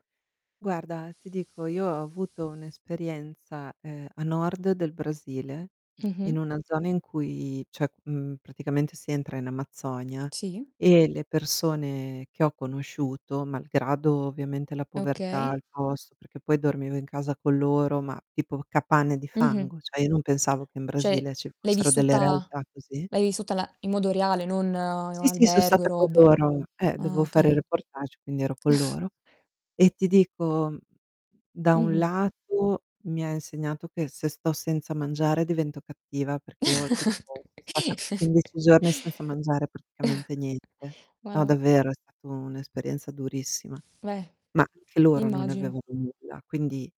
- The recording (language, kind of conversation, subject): Italian, unstructured, Qual è la cosa più sorprendente che hai imparato viaggiando?
- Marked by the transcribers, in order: static; other background noise; distorted speech; tapping; "cioè" said as "ceh"; "Cioè" said as "ceh"; chuckle; chuckle; chuckle